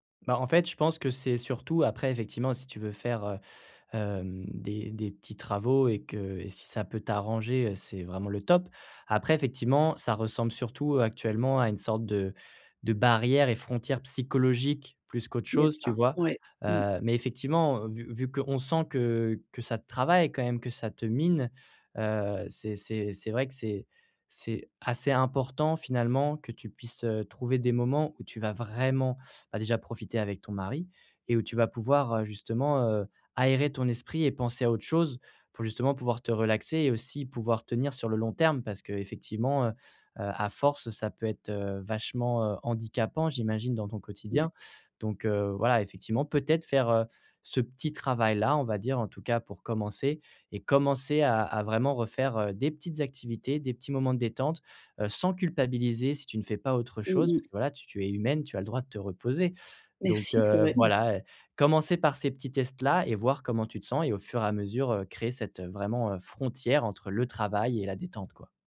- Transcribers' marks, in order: stressed: "vraiment"; stressed: "sans"; other background noise; chuckle
- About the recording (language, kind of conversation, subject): French, advice, Comment puis-je vraiment me détendre chez moi ?